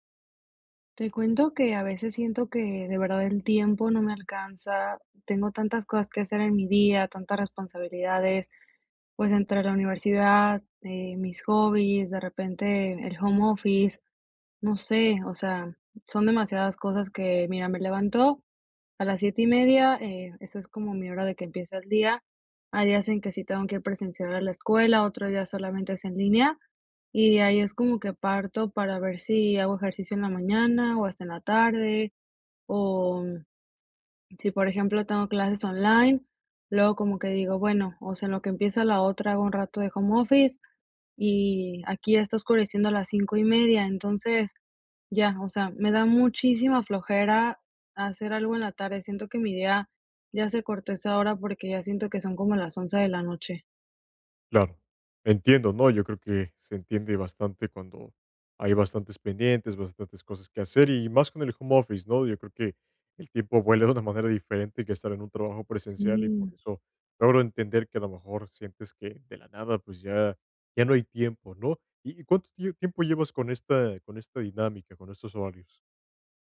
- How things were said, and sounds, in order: tapping; other background noise
- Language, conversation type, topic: Spanish, advice, ¿Cómo puedo organizarme mejor cuando siento que el tiempo no me alcanza para mis hobbies y mis responsabilidades diarias?